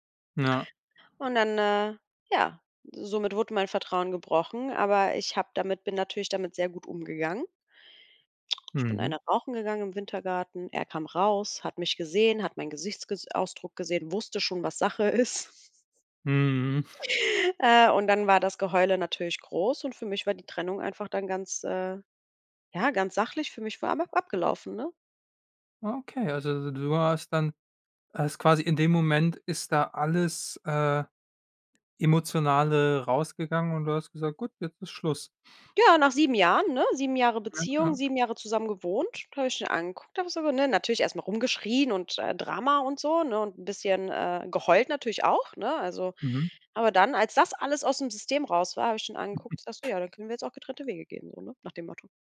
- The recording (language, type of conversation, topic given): German, podcast, Was hilft dir, nach einem Fehltritt wieder klarzukommen?
- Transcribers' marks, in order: other background noise; laughing while speaking: "Sache ist"; chuckle; unintelligible speech; chuckle